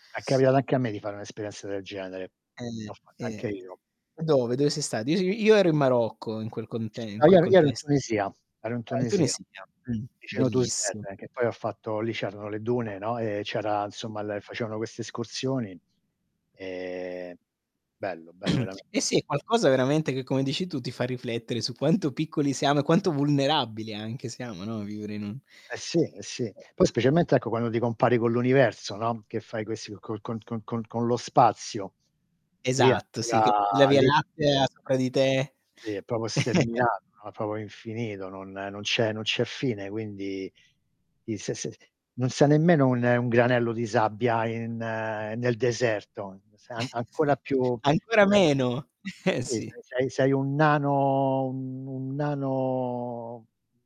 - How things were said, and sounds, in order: static; unintelligible speech; other background noise; "insomma" said as "nsomma"; drawn out: "E"; throat clearing; distorted speech; unintelligible speech; tapping; chuckle; chuckle; laughing while speaking: "eh"
- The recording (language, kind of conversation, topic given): Italian, unstructured, Quali paesaggi naturali ti hanno ispirato a riflettere sul senso della tua esistenza?